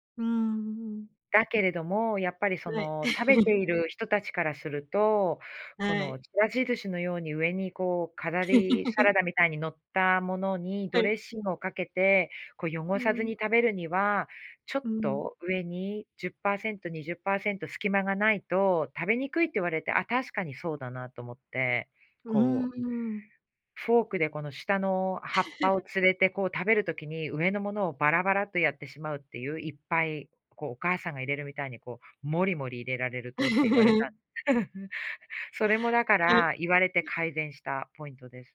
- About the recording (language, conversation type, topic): Japanese, podcast, お弁当作りのコツはありますか？
- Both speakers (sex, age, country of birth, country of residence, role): female, 45-49, Japan, United States, guest; female, 50-54, Japan, Japan, host
- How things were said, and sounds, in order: chuckle; laugh; chuckle; laugh; chuckle